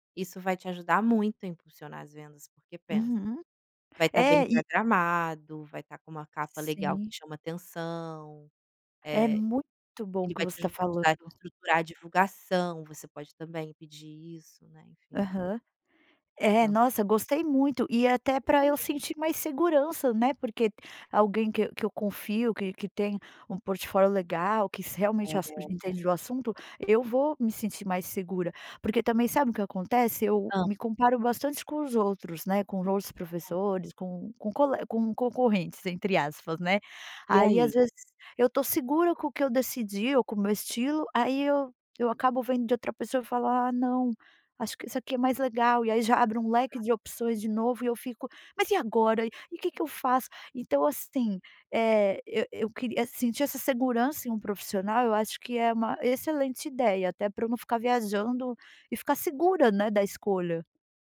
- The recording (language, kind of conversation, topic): Portuguese, advice, Como posso lidar com a sobrecarga de opções para escolher uma direção criativa?
- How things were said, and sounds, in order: tapping; unintelligible speech; other background noise